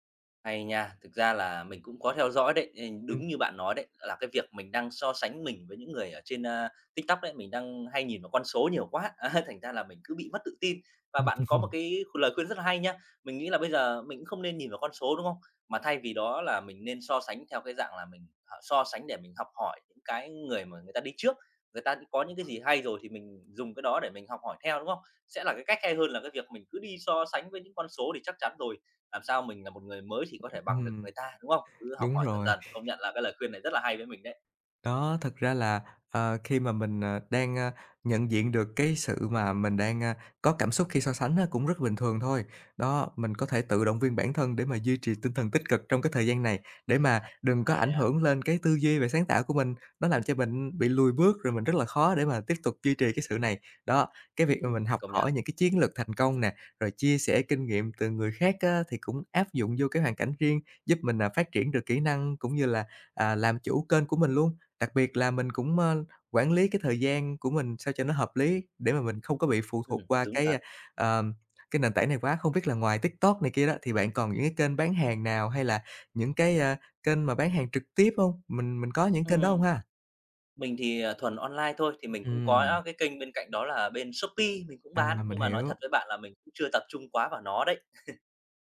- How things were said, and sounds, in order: tapping; laughing while speaking: "a"; chuckle; other background noise; chuckle; chuckle
- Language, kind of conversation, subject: Vietnamese, advice, Làm thế nào để ngừng so sánh bản thân với người khác để không mất tự tin khi sáng tạo?